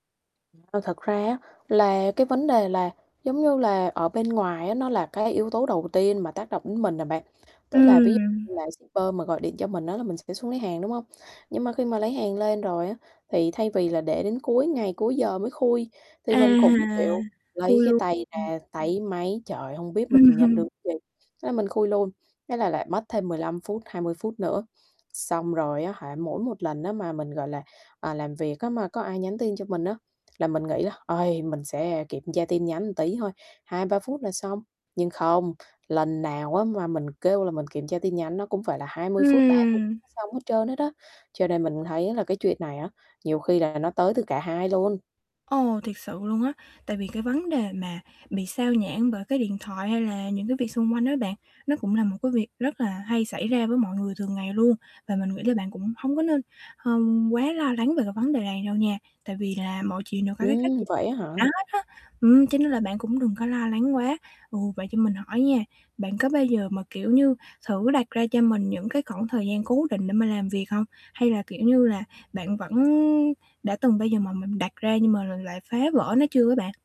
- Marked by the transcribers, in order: other noise; distorted speech; other background noise; mechanical hum; chuckle; tapping; static; unintelligible speech; unintelligible speech
- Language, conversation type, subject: Vietnamese, advice, Làm sao để giảm xao nhãng và tăng khả năng tập trung?